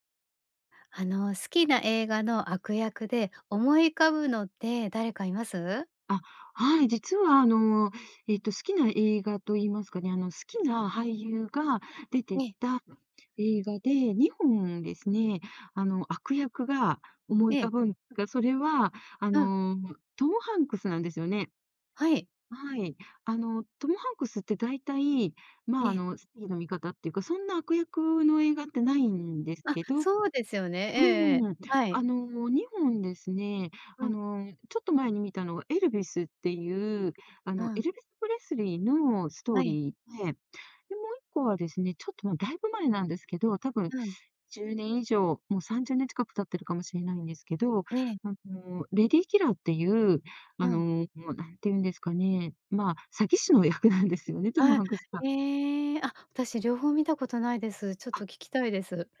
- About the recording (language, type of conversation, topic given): Japanese, podcast, 好きな映画の悪役で思い浮かぶのは誰ですか？
- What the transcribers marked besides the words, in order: none